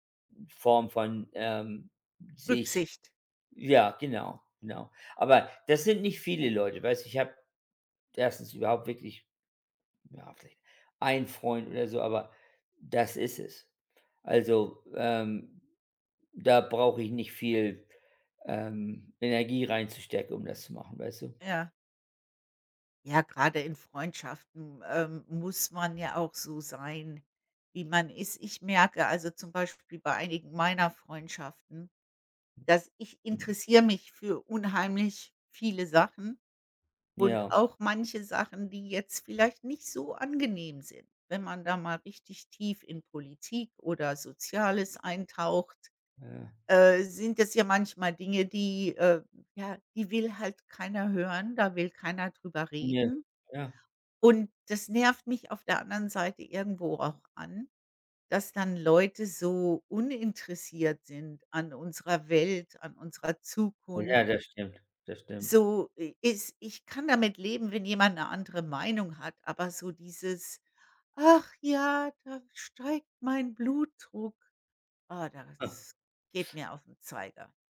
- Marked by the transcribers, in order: put-on voice: "Ach ja, da steigt mein Blutdruck"
- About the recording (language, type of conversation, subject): German, unstructured, Was gibt dir das Gefühl, wirklich du selbst zu sein?